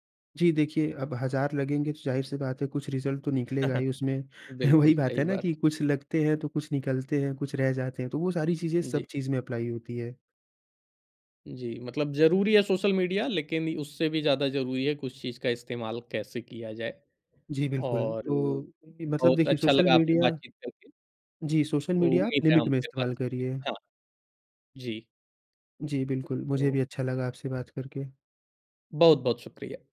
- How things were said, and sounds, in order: in English: "रिज़ल्ट"; chuckle; laughing while speaking: "वही बात है ना"; in English: "अप्लाई"; in English: "लिमिट"
- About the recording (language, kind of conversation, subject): Hindi, podcast, सोशल मीडिया ने आपकी स्टाइल कैसे बदली है?